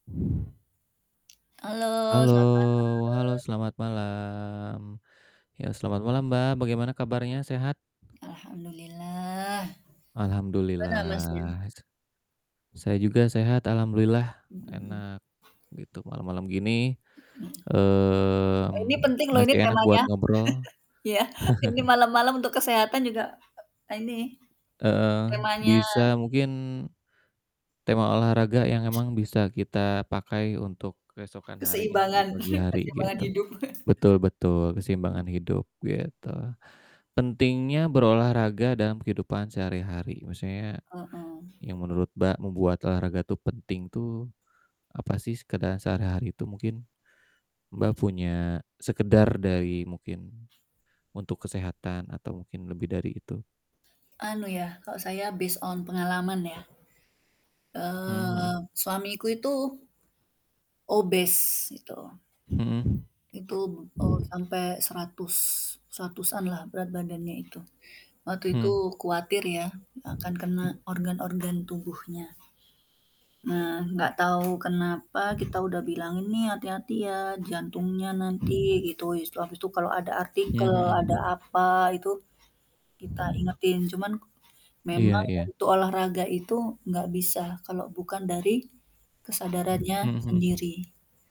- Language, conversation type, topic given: Indonesian, unstructured, Apa yang membuat olahraga penting dalam kehidupan sehari-hari?
- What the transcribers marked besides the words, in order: distorted speech; drawn out: "malam"; other animal sound; other background noise; chuckle; laughing while speaking: "Iya"; chuckle; chuckle; tapping; in English: "based on"; static